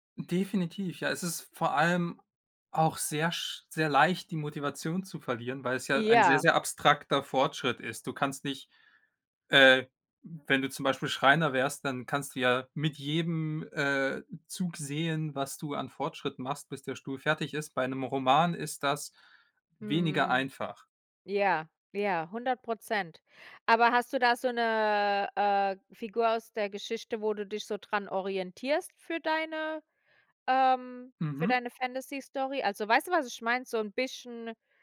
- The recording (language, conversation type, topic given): German, unstructured, Welche historische Persönlichkeit findest du besonders inspirierend?
- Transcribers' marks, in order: other noise